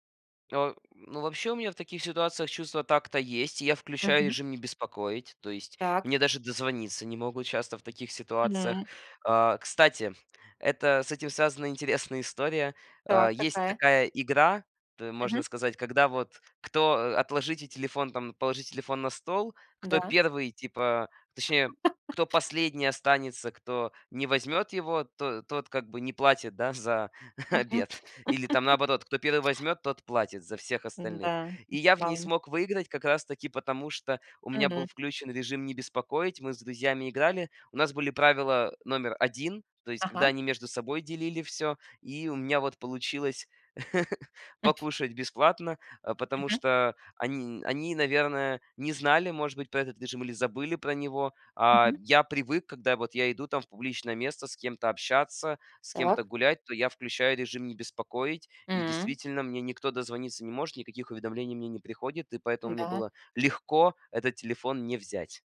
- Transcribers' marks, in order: laugh; laugh; laugh; chuckle
- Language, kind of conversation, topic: Russian, podcast, Сколько времени в день вы проводите в социальных сетях и зачем?